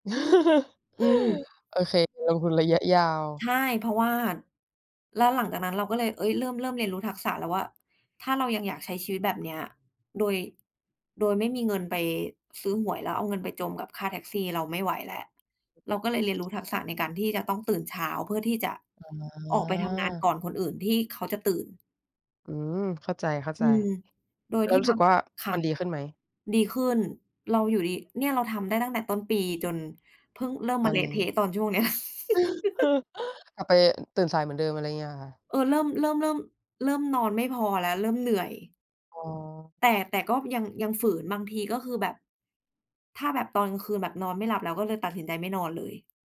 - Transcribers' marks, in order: laugh; other background noise; laugh
- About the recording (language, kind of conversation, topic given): Thai, unstructured, มีทักษะอะไรที่คุณอยากเรียนรู้เพิ่มเติมไหม?